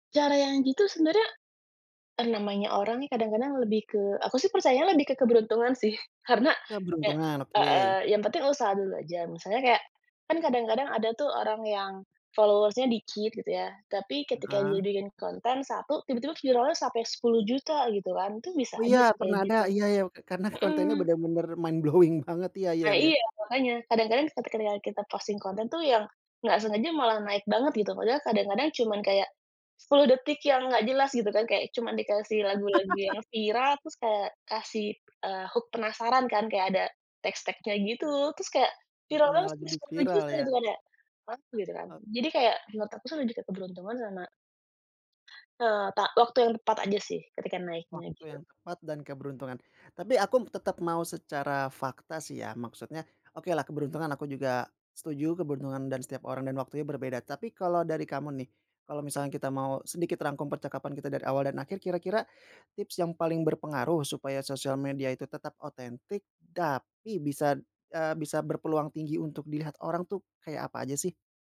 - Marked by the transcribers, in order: in English: "followers-nya"; in English: "mind blowing"; laugh; in English: "hook"
- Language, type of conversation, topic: Indonesian, podcast, Apa tipsmu supaya akun media sosial terasa otentik?